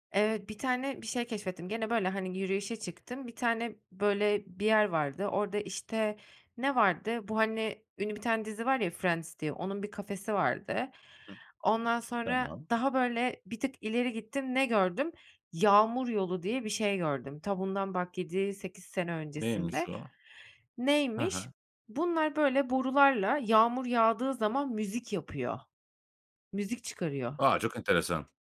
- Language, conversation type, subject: Turkish, podcast, Bir yerde kaybolup beklenmedik güzellikler keşfettiğin anı anlatır mısın?
- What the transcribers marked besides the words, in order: other background noise